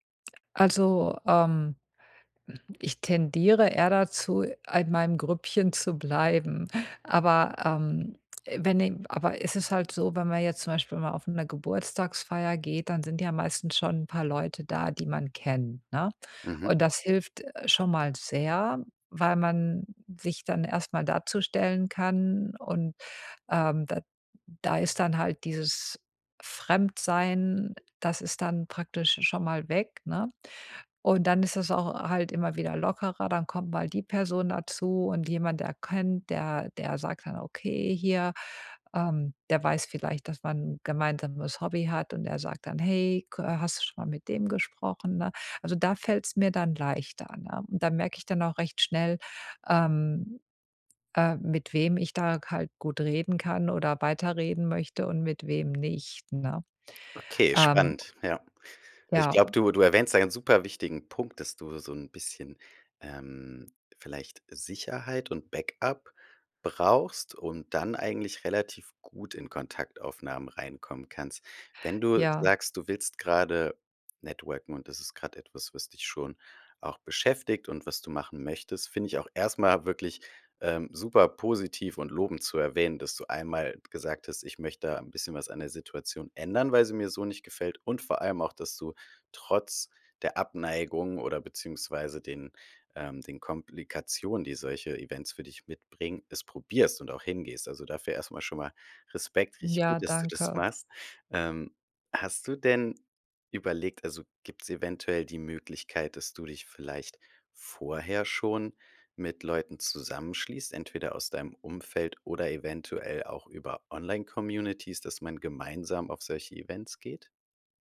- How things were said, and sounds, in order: other noise; other background noise
- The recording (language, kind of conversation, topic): German, advice, Warum fällt mir Netzwerken schwer, und welche beruflichen Kontakte möchte ich aufbauen?